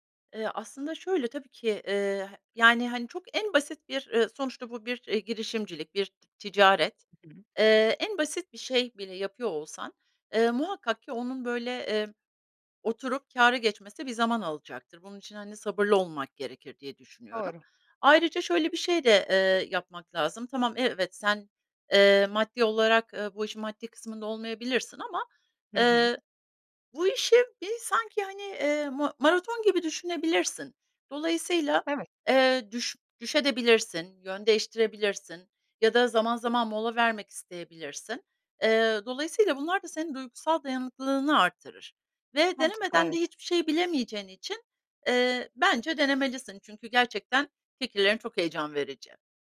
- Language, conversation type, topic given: Turkish, advice, Kendi işinizi kurma veya girişimci olma kararınızı nasıl verdiniz?
- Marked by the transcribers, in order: tapping